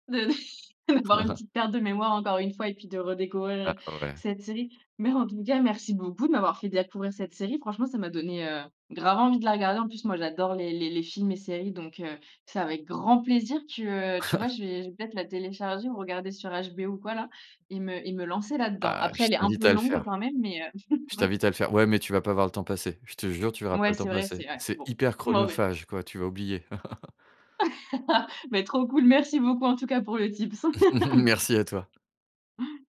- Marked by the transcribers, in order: laughing while speaking: "De de"; chuckle; "découvrir" said as "déacouvrir"; stressed: "grave"; tapping; stressed: "grand"; chuckle; chuckle; laugh; chuckle; in English: "tips"; laugh
- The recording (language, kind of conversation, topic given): French, podcast, Quelle série télévisée t’a scotché devant l’écran, et pourquoi ?